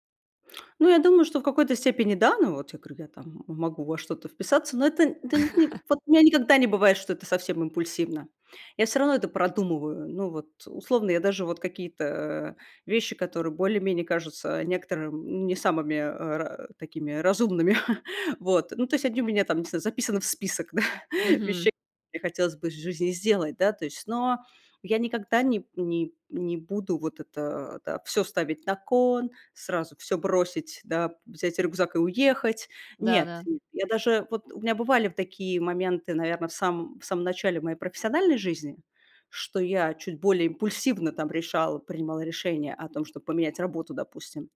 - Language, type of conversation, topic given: Russian, podcast, Как ты отличаешь риск от безрассудства?
- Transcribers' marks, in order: laugh; chuckle; laughing while speaking: "да"